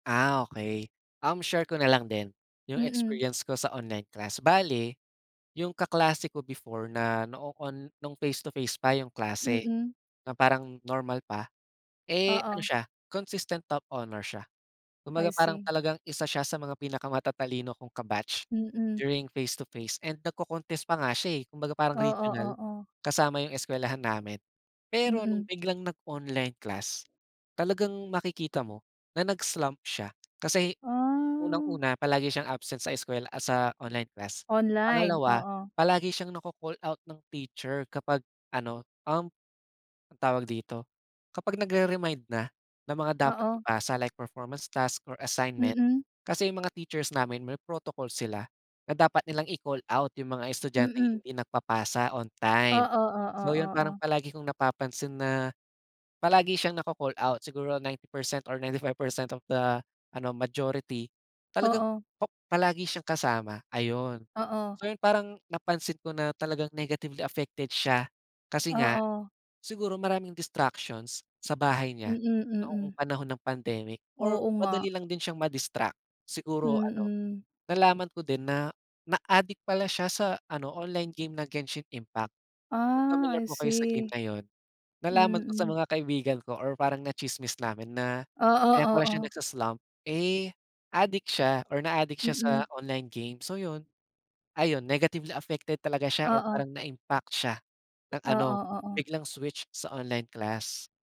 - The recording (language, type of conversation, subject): Filipino, podcast, Paano nakaapekto ang teknolohiya sa paraan ng pagkatuto ng kabataan?
- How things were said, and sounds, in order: none